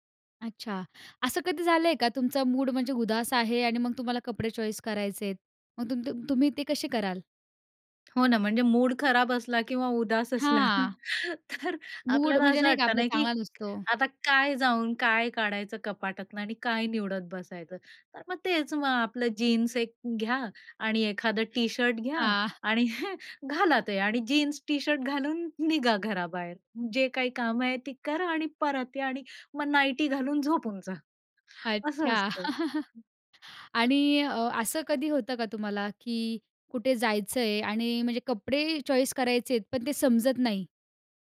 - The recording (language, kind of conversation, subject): Marathi, podcast, तुमच्या कपड्यांतून तुमचा मूड कसा व्यक्त होतो?
- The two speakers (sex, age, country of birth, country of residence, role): female, 20-24, India, India, host; female, 45-49, India, India, guest
- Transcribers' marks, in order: in English: "चॉईस"; laughing while speaking: "तर"; other noise; chuckle; chuckle; other background noise; in English: "चॉईस"